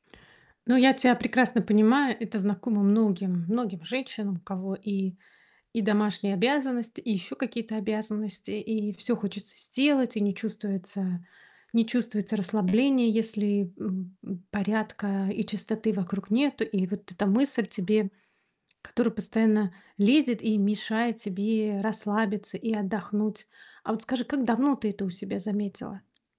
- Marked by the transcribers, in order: other background noise; tapping
- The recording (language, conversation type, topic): Russian, advice, Как мне отдыхать и восстанавливаться без чувства вины?